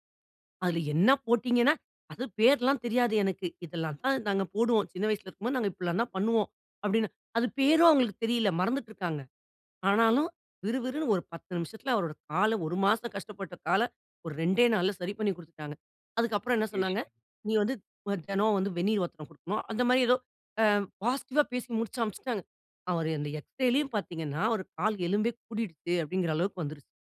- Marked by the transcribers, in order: other background noise; "தினம்" said as "தெனோம்"; in English: "பாசிட்டிவா"; in English: "எக்ஸ்ரேலயும்"
- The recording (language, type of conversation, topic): Tamil, podcast, முதியோரின் பங்கு மற்றும் எதிர்பார்ப்புகளை நீங்கள் எப்படிச் சமாளிப்பீர்கள்?